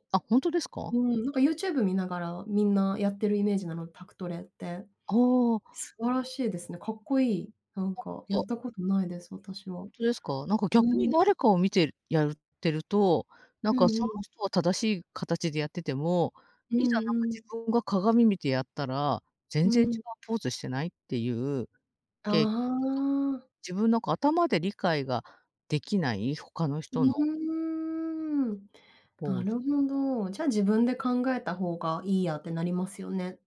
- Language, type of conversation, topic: Japanese, advice, 健康診断で異常が出て生活習慣を変えなければならないとき、どうすればよいですか？
- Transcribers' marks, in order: none